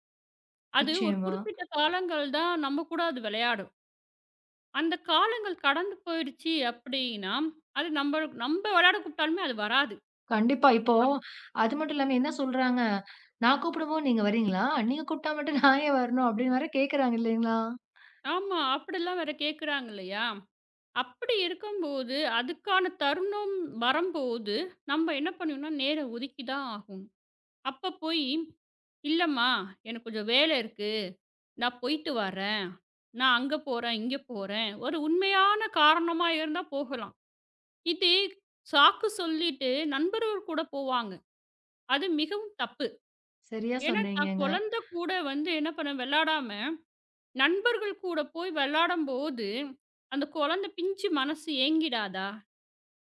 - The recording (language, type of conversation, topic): Tamil, podcast, பணம் அல்லது நேரம்—முதலில் எதற்கு முன்னுரிமை கொடுப்பீர்கள்?
- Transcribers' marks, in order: unintelligible speech; laughing while speaking: "நான் ஏன் வரணும் அப்படின்னு வேற கேக்குறாங்க இல்லீங்களா?"; breath; breath